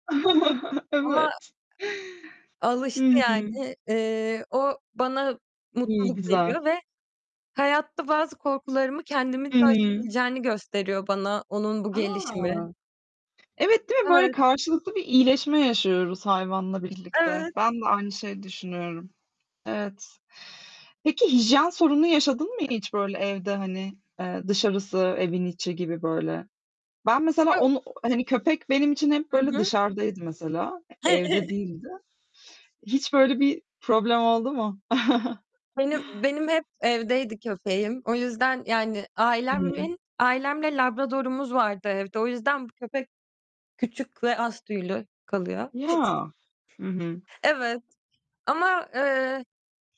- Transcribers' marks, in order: chuckle; other background noise; distorted speech; static; tapping; chuckle; chuckle
- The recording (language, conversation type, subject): Turkish, unstructured, Bir hayvanın hayatımıza kattığı en güzel şey nedir?